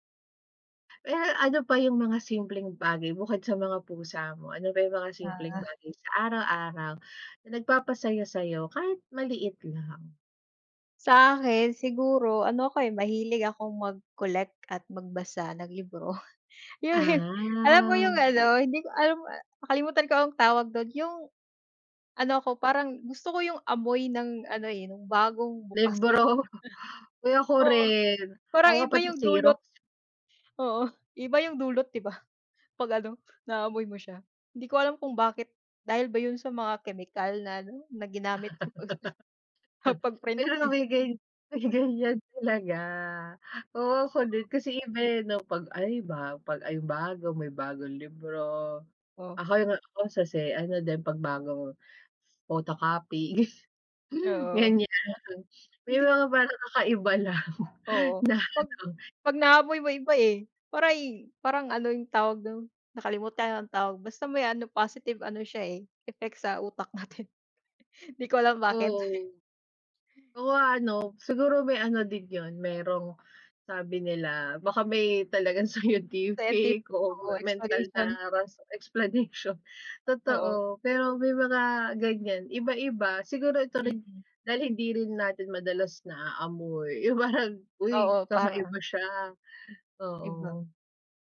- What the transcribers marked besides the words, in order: other background noise; unintelligible speech; chuckle
- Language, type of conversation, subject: Filipino, unstructured, Ano ang huling bagay na nagpangiti sa’yo ngayong linggo?